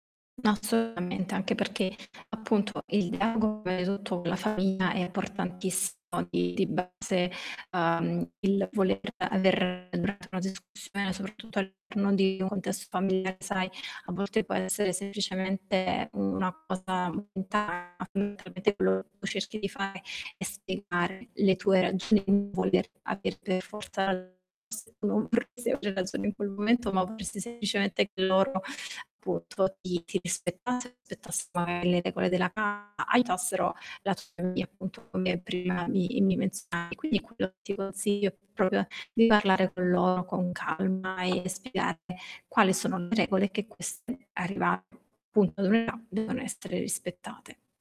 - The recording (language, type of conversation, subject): Italian, advice, Come posso gestire i conflitti familiari senza arrabbiarmi?
- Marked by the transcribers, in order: distorted speech; unintelligible speech; unintelligible speech; unintelligible speech; unintelligible speech; unintelligible speech